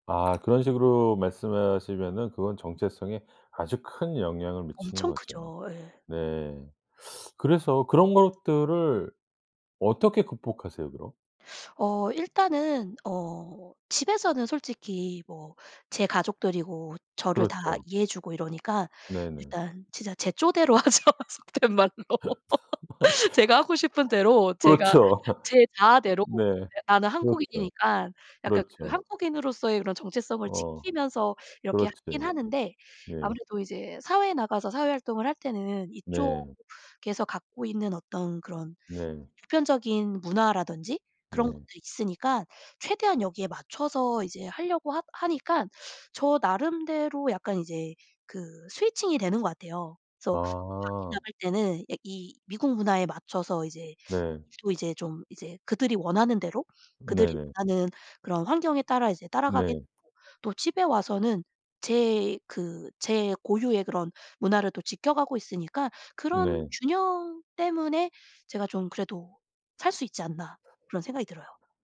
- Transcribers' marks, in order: other background noise; tapping; laughing while speaking: "하죠 속된 말로. 제가 하고 싶은 대로"; laugh; other noise; hiccup; laugh; in English: "switching이"; unintelligible speech
- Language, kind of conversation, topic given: Korean, podcast, 언어가 정체성에 어떤 역할을 한다고 생각하시나요?